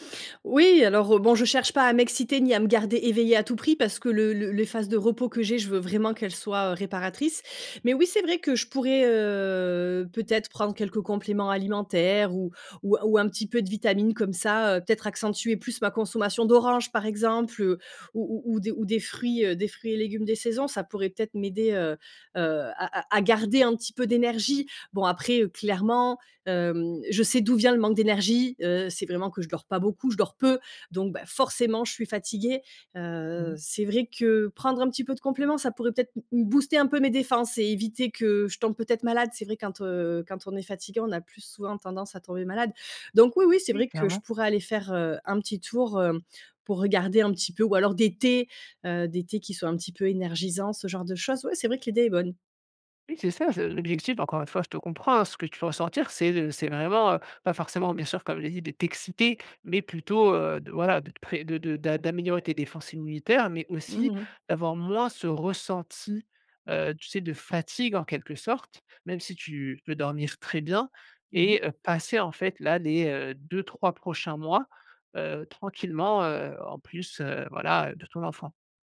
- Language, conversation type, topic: French, advice, Comment la naissance de votre enfant a-t-elle changé vos routines familiales ?
- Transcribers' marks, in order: other background noise; drawn out: "heu"; stressed: "peu"; stressed: "forcément"; stressed: "thés"; tapping; stressed: "ressenti"